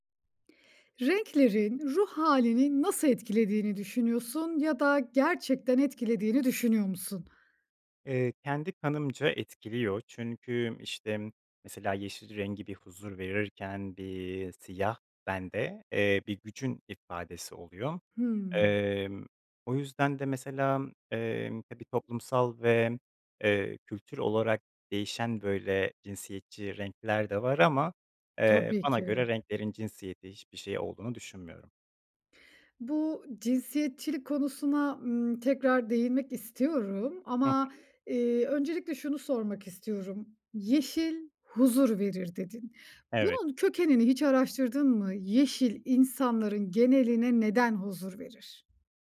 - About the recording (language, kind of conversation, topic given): Turkish, podcast, Renkler ruh halini nasıl etkiler?
- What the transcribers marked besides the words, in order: tapping; other background noise